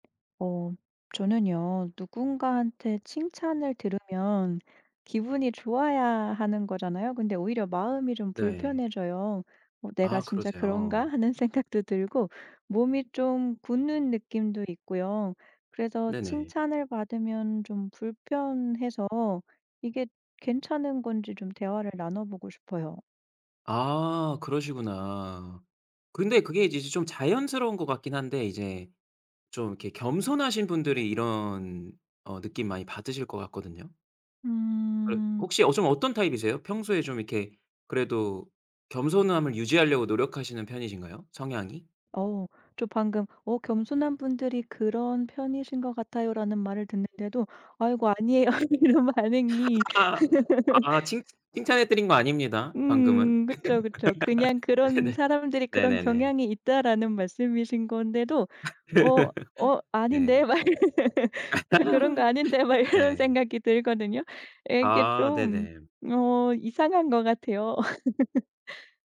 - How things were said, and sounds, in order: tapping; laughing while speaking: "생각도"; laugh; laugh; laugh; laughing while speaking: "막 이런 저 그런 거 아닌데 막 이런 생각이"; laugh; laugh
- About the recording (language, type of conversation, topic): Korean, advice, 칭찬을 받으면 왜 어색하고 받아들이기 힘든가요?